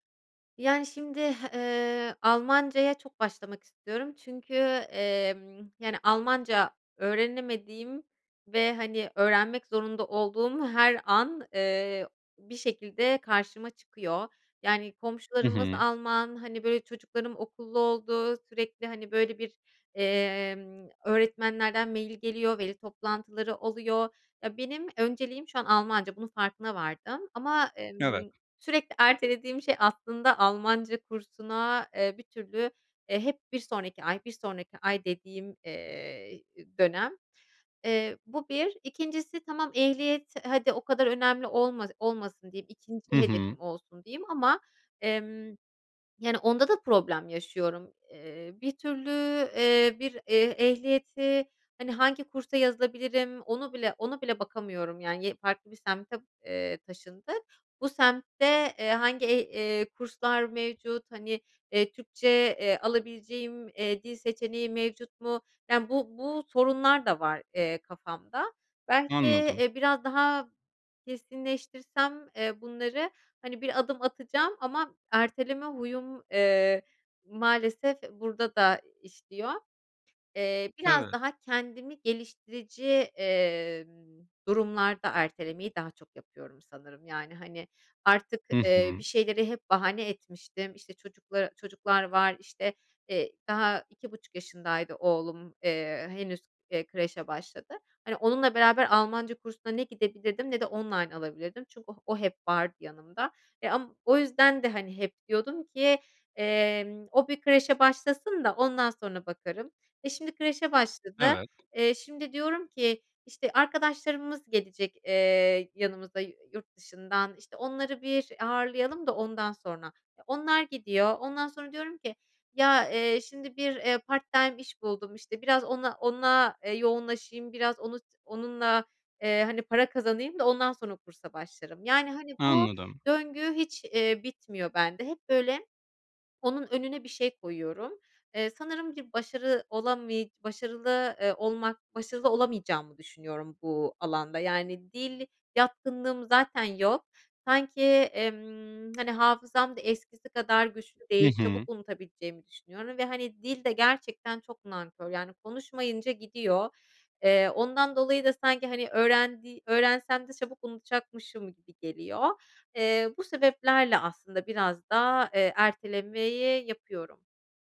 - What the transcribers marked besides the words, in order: tapping
- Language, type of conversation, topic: Turkish, advice, Görevleri sürekli bitiremiyor ve her şeyi erteliyorsam, okulda ve işte zorlanırken ne yapmalıyım?